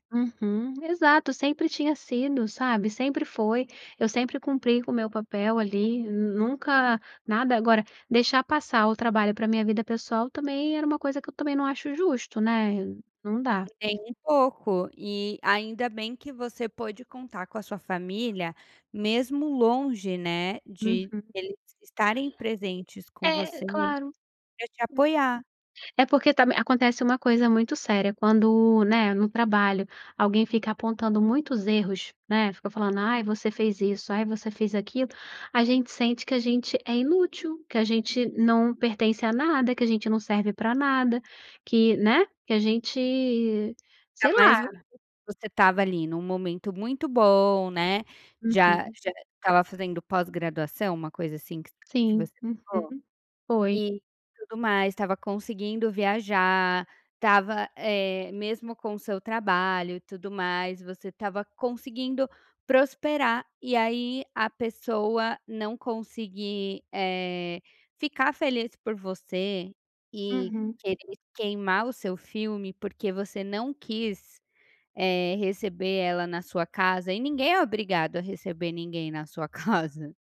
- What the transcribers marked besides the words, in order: other background noise; other noise
- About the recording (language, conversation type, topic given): Portuguese, podcast, Qual é o papel da família no seu sentimento de pertencimento?